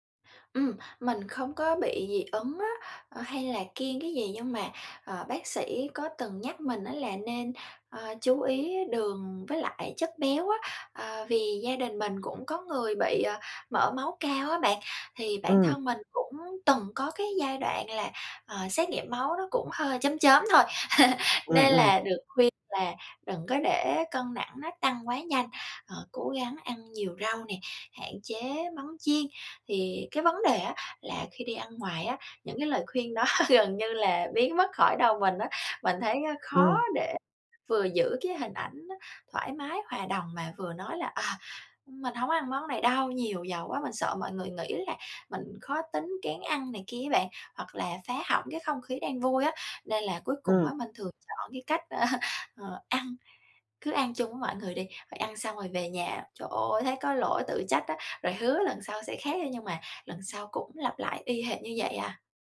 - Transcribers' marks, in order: tapping; laugh; laughing while speaking: "đó"; laughing while speaking: "ơ"
- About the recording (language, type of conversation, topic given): Vietnamese, advice, Làm sao để ăn lành mạnh khi đi ăn ngoài mà vẫn tận hưởng bữa ăn?
- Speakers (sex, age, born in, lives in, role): female, 25-29, Vietnam, Japan, user; male, 20-24, Vietnam, Vietnam, advisor